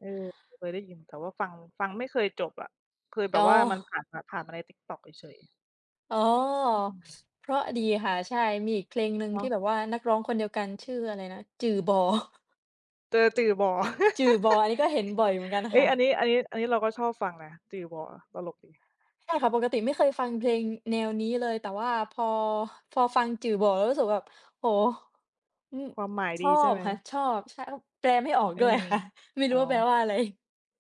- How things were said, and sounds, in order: other background noise; chuckle; laugh; tapping; laughing while speaking: "ค่ะ"
- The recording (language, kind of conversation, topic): Thai, unstructured, เพลงโปรดของคุณสื่อสารความรู้สึกอะไรบ้าง?